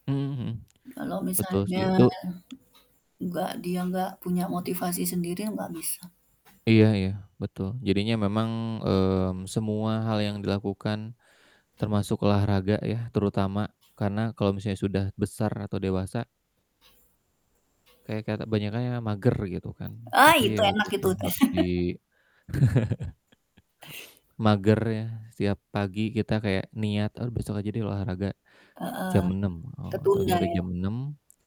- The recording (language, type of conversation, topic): Indonesian, unstructured, Apa yang membuat olahraga penting dalam kehidupan sehari-hari?
- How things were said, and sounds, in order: static; distorted speech; other background noise; chuckle